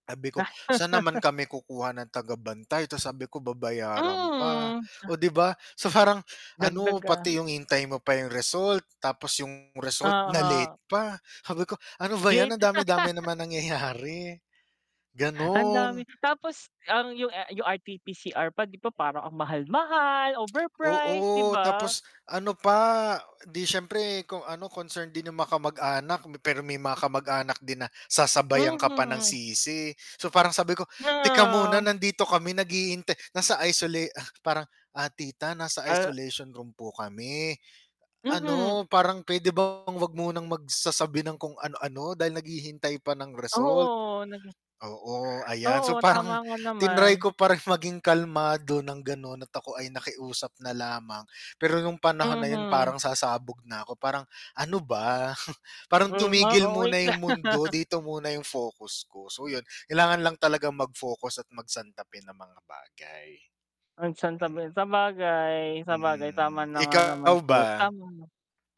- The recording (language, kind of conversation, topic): Filipino, unstructured, Paano mo hinarap ang sitwasyong kinailangan mong magpasya nang mabilis?
- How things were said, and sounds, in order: laugh; lip smack; laughing while speaking: "parang"; distorted speech; laugh; other animal sound; tongue click; laugh